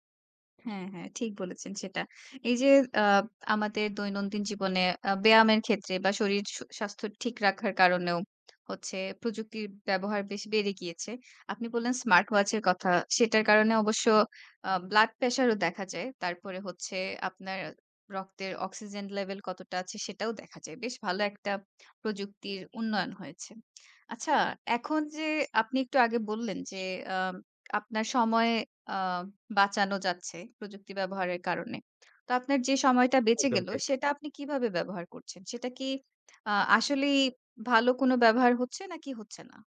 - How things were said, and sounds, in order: horn; lip smack; bird; other background noise
- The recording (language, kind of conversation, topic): Bengali, podcast, আপনার দৈনন্দিন জীবন প্রযুক্তি কীভাবে বদলে দিয়েছে?